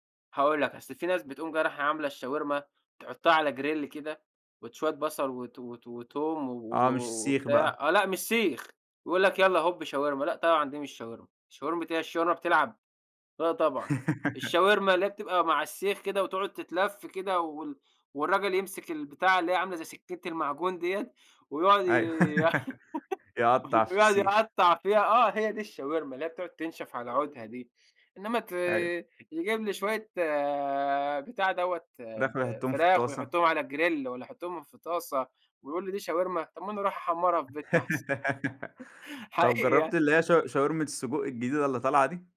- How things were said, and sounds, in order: in English: "grill"; laugh; laugh; in English: "grill"; laugh; chuckle
- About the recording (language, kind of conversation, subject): Arabic, podcast, إيه اللي بيخلّيك تحب أكلة من أول لقمة؟